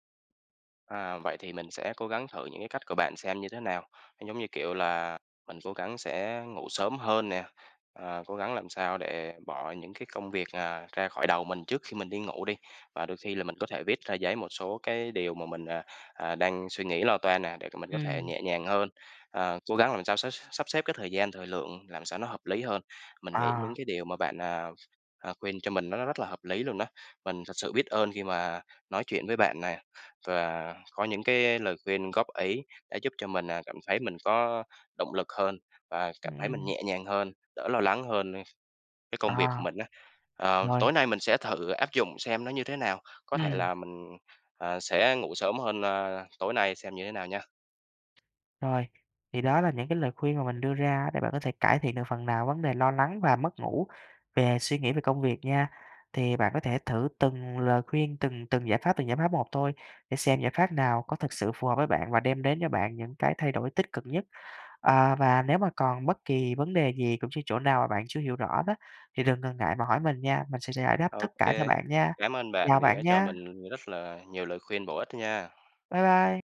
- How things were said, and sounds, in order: tapping; other background noise
- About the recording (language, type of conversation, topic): Vietnamese, advice, Làm thế nào để giảm lo lắng và mất ngủ do suy nghĩ về công việc?